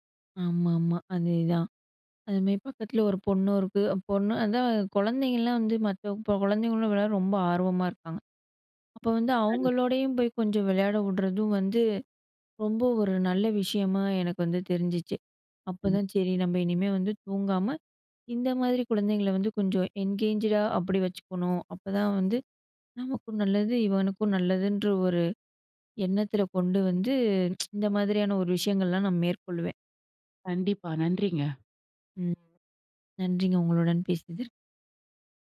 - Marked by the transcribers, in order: unintelligible speech; in English: "என்கேஜ்டா"; tsk
- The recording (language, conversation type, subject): Tamil, podcast, மதிய சோர்வு வந்தால் நீங்கள் அதை எப்படி சமாளிப்பீர்கள்?